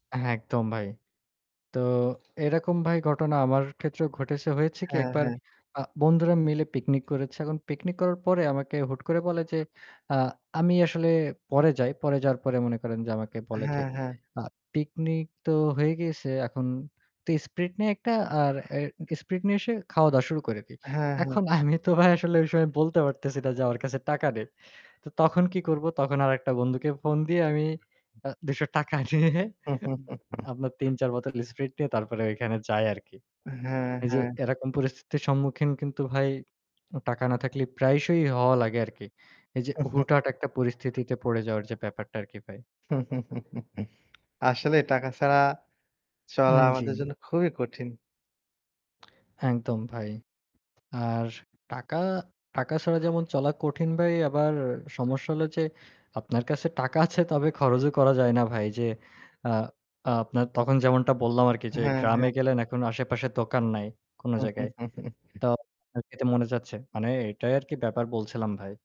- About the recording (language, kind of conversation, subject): Bengali, unstructured, টাকা না থাকলে জীবন কেমন হয় বলে তোমার মনে হয়?
- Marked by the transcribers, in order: static; tapping; laughing while speaking: "আমি তো ভাই আসলে ওই … কাছে টাকা নেই"; laughing while speaking: "দুইশো টাকা নিয়ে"; chuckle; other background noise; chuckle; chuckle; chuckle; distorted speech